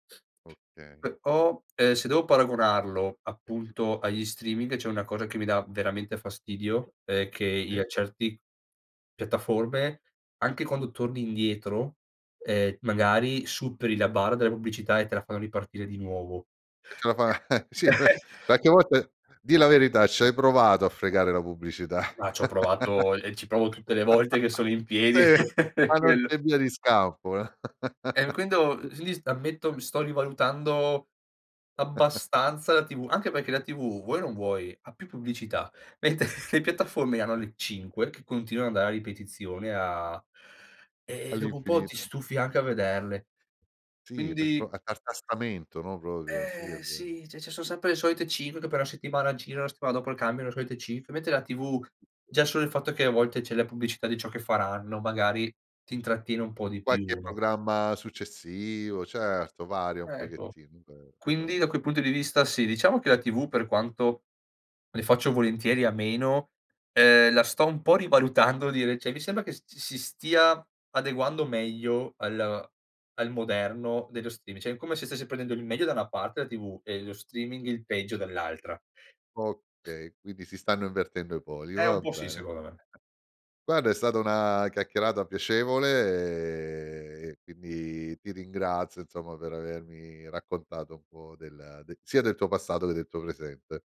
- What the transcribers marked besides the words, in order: laugh; laughing while speaking: "beh"; laughing while speaking: "pubblicità"; laugh; "quindi" said as "quindo"; "quindi" said as "quisni"; laugh; unintelligible speech; giggle; laughing while speaking: "Mentre"; chuckle; "tartassamento" said as "tartastamento"; "cioè" said as "ceh"; other background noise; "cioè" said as "ceh"; chuckle
- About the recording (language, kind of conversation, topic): Italian, podcast, Quale esperienza mediatica vorresti rivivere e perché?